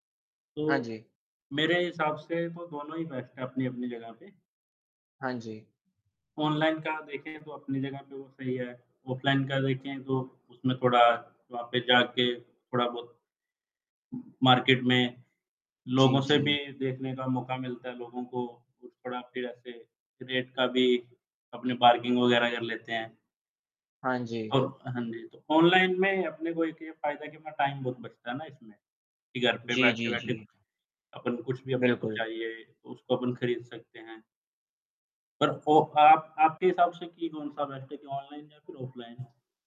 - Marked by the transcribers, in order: static; in English: "बेस्ट"; in English: "मार्केट"; in English: "रेट"; in English: "बार्गिंग"; other background noise; in English: "टाइम"; in English: "बेस्ट"
- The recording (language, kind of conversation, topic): Hindi, unstructured, आपको ऑनलाइन खरीदारी अधिक पसंद है या बाजार जाकर खरीदारी करना अधिक पसंद है?